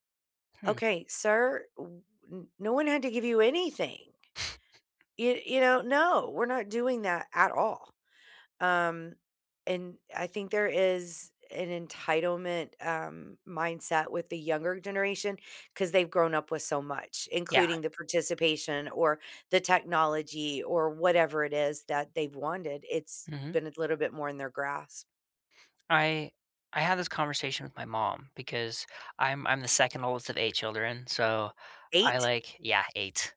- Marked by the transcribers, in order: chuckle
- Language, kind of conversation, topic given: English, unstructured, How can you convince someone that failure is part of learning?